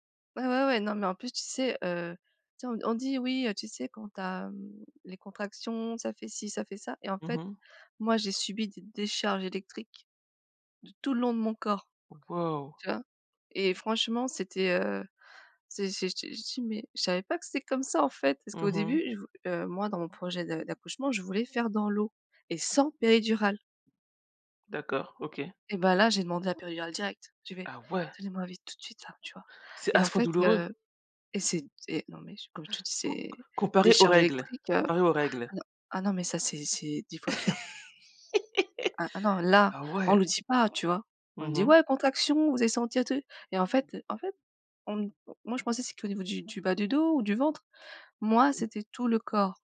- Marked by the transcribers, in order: laugh; stressed: "là"
- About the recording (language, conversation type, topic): French, unstructured, Peux-tu partager un moment où tu as ressenti une vraie joie ?